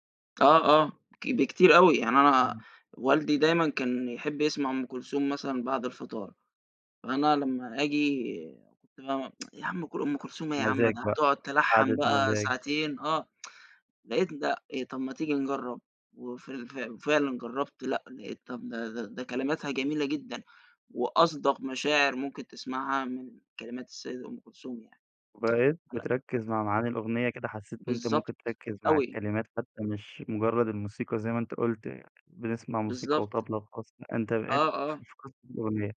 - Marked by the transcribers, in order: tapping; tsk; tsk; tsk; unintelligible speech
- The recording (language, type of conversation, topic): Arabic, podcast, إزاي ذوقك في الموسيقى بيتغيّر مع الوقت؟
- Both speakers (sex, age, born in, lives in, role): male, 20-24, Egypt, Egypt, host; male, 20-24, United Arab Emirates, Egypt, guest